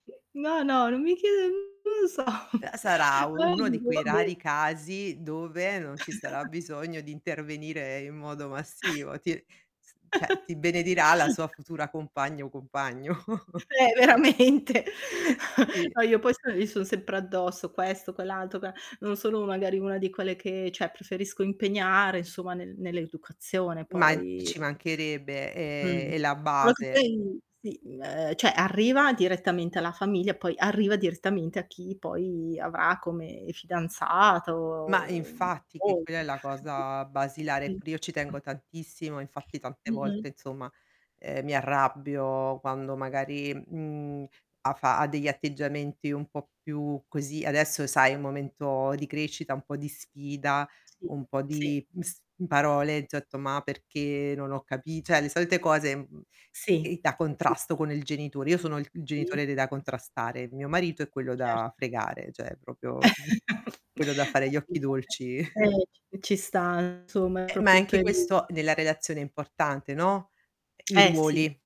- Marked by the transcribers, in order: static; other noise; distorted speech; laughing while speaking: "so"; unintelligible speech; chuckle; chuckle; other background noise; "cioè" said as "ceh"; laughing while speaking: "compagno"; chuckle; laughing while speaking: "veramente"; chuckle; "cioè" said as "ceh"; unintelligible speech; tapping; unintelligible speech; "cioè" said as "ceh"; "cioè" said as "ceh"; chuckle; unintelligible speech; "proprio" said as "propio"; chuckle; "proprio" said as "propio"
- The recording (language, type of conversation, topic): Italian, unstructured, Qual è la cosa più importante in una relazione?
- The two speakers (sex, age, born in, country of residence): female, 45-49, Italy, Italy; female, 55-59, Italy, Italy